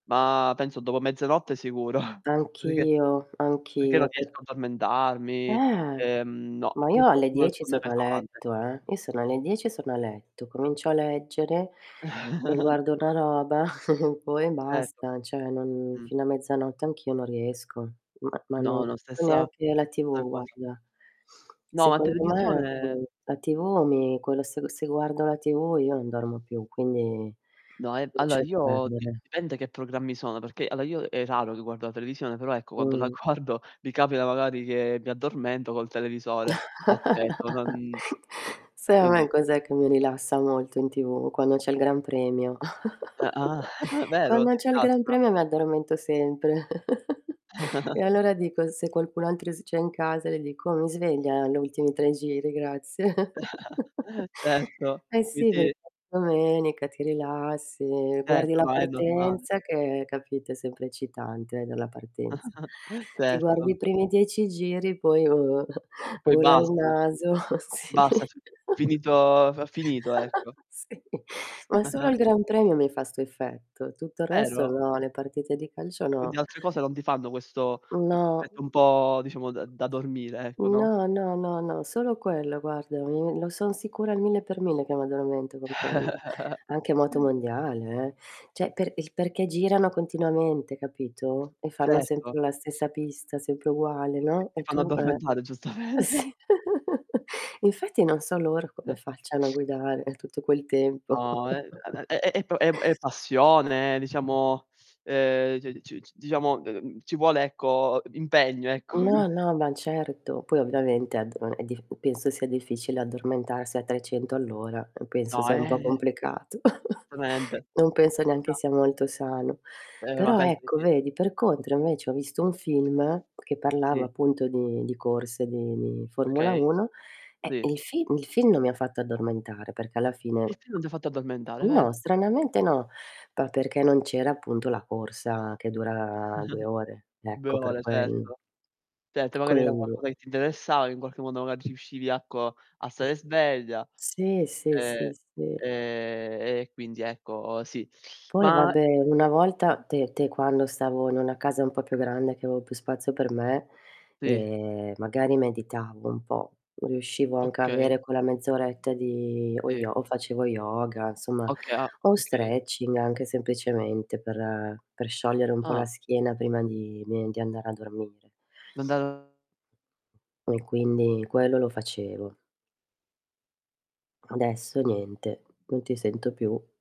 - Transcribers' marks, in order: drawn out: "Ma"; static; chuckle; distorted speech; chuckle; "cioè" said as "ceh"; unintelligible speech; other background noise; tapping; laughing while speaking: "guardo"; chuckle; chuckle; chuckle; chuckle; laughing while speaking: "Certo"; laughing while speaking: "grazie"; chuckle; chuckle; unintelligible speech; chuckle; laughing while speaking: "Sì"; chuckle; laughing while speaking: "Sì"; chuckle; chuckle; "cioè" said as "ceh"; laughing while speaking: "addormentare, giustamente"; laughing while speaking: "Sì"; chuckle; other noise; chuckle; laughing while speaking: "ecco"; unintelligible speech; chuckle; chuckle; drawn out: "dura"; "ecco" said as "acco"; drawn out: "ehm"; teeth sucking; drawn out: "e"
- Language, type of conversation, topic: Italian, unstructured, Qual è la tua routine ideale per rilassarti dopo una lunga giornata?